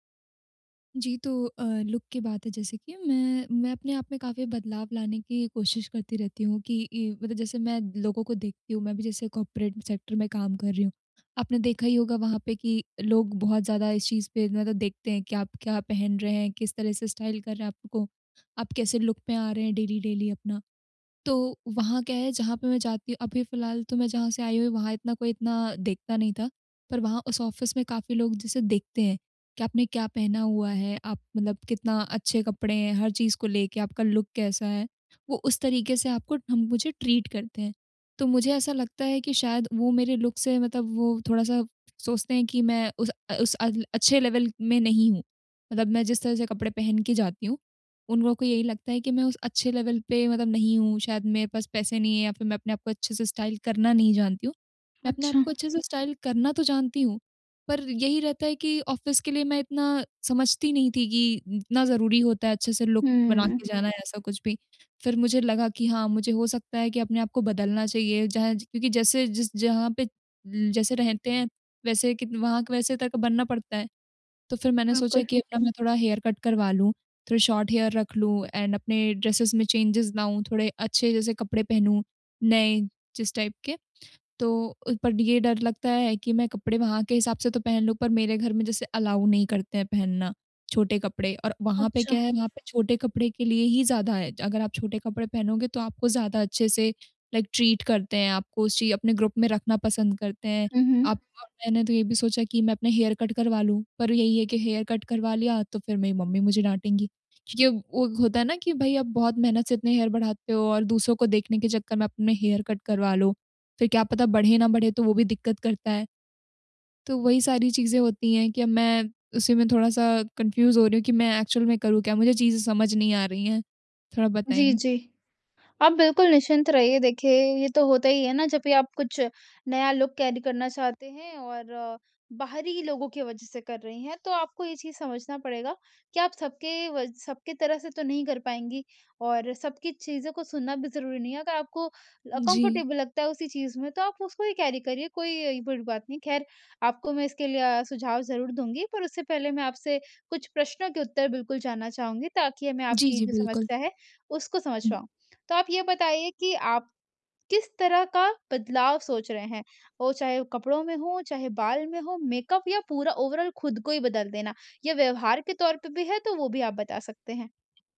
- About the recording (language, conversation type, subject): Hindi, advice, नया रूप या पहनावा अपनाने में मुझे डर क्यों लगता है?
- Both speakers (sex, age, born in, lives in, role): female, 20-24, India, India, user; female, 45-49, India, India, advisor
- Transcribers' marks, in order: in English: "लुक"; in English: "कॉर्पोरेट सेक्टर"; in English: "स्टाइल"; in English: "लुक"; in English: "डेली-डेली"; in English: "ऑफिस"; in English: "लुक"; in English: "ट्रीट"; in English: "लुक"; in English: "लेवल"; in English: "लेवल"; in English: "स्टाइल"; in English: "स्टाइल"; in English: "ऑफिस"; in English: "लुक"; in English: "हेयर कट"; in English: "शॉर्ट हेयर"; in English: "एंड"; in English: "ड्रेसस"; in English: "चेंजेस"; in English: "टाइप"; in English: "अलाउ"; in English: "लाइक ट्रीट"; in English: "हेयर कट"; in English: "हेयर कट"; in English: "हेयर"; in English: "हेयर कट"; in English: "कन्फ्यूज़"; in English: "एक्चुअल"; in English: "लुक कैरी"; in English: "कम्फर्टेबल"; in English: "कैरी"; in English: "ओवरऑल"